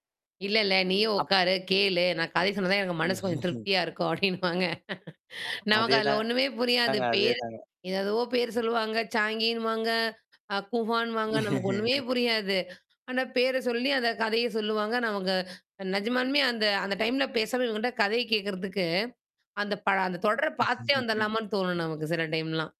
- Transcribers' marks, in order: laugh; laughing while speaking: "அப்பிடின்னுவாங்க"; distorted speech; laugh; other noise; laugh; in English: "டைம்லாம்"
- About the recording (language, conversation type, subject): Tamil, podcast, வெளிநாட்டு தொடர்கள் தமிழில் டப் செய்யப்படும்போது அதில் என்னென்ன மாற்றங்கள் ஏற்படுகின்றன?